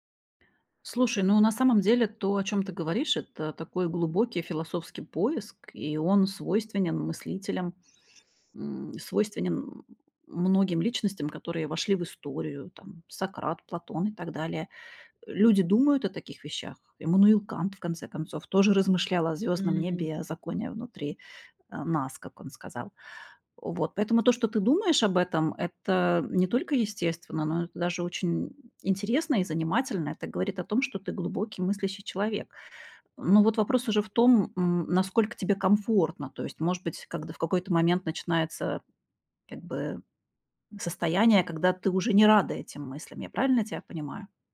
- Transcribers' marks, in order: none
- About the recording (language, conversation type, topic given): Russian, advice, Как вы переживаете кризис середины жизни и сомнения в смысле жизни?